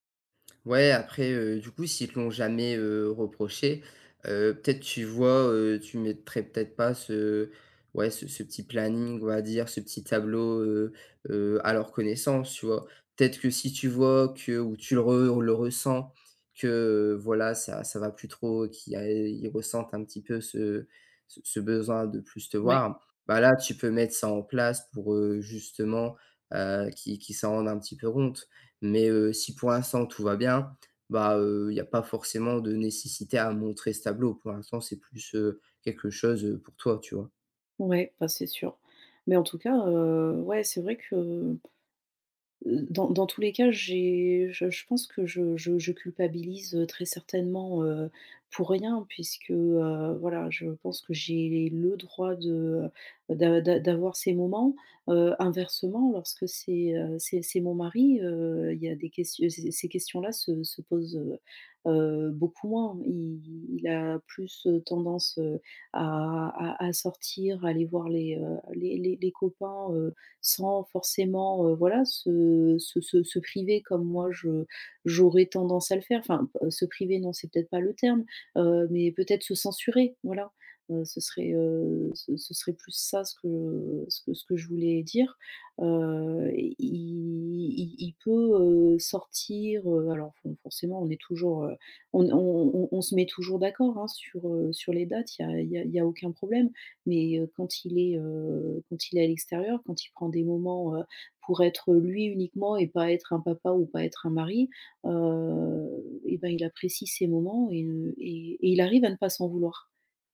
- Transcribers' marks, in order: none
- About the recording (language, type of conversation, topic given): French, advice, Pourquoi est-ce que je me sens coupable quand je prends du temps pour moi ?
- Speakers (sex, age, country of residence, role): female, 35-39, France, user; male, 18-19, France, advisor